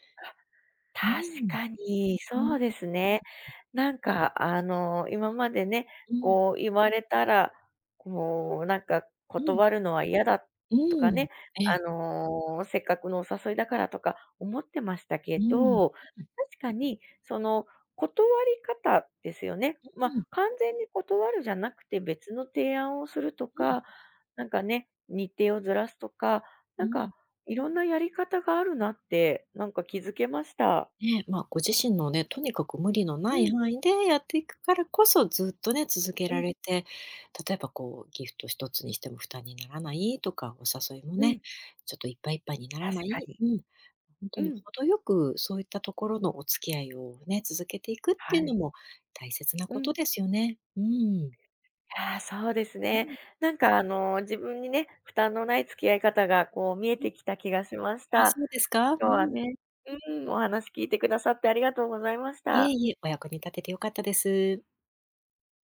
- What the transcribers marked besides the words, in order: none
- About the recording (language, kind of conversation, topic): Japanese, advice, ギフトや誘いを断れず無駄に出費が増える